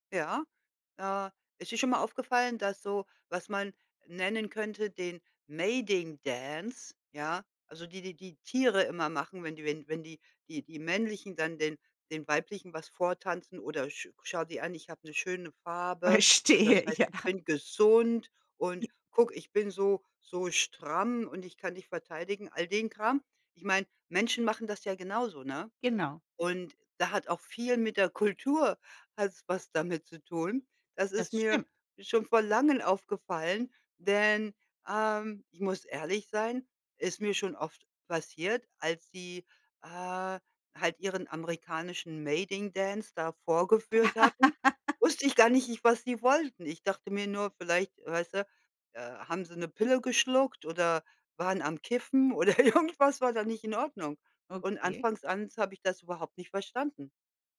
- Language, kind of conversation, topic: German, unstructured, Wie erkennst du, ob jemand wirklich an einer Beziehung interessiert ist?
- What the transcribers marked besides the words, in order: in English: "Mating-Dance"; laughing while speaking: "Verstehe, ja"; in English: "Mating-Dance"; laugh; laughing while speaking: "irgendwas"